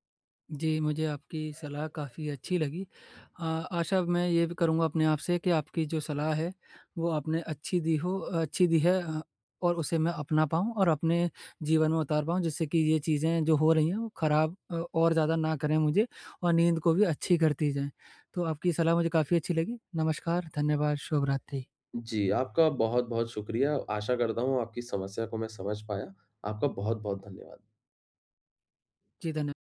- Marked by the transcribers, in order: none
- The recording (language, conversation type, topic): Hindi, advice, शाम को नींद बेहतर करने के लिए फोन और अन्य स्क्रीन का उपयोग कैसे कम करूँ?